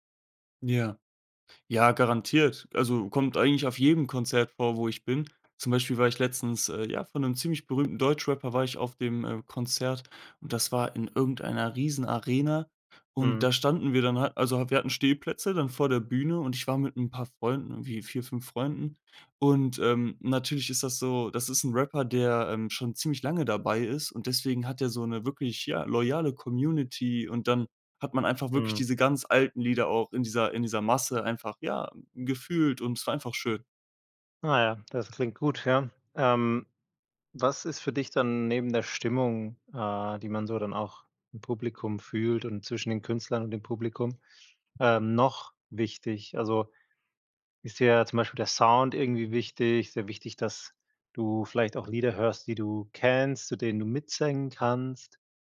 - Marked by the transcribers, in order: tapping; other background noise; stressed: "noch"
- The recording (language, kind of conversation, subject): German, podcast, Was macht für dich ein großartiges Live-Konzert aus?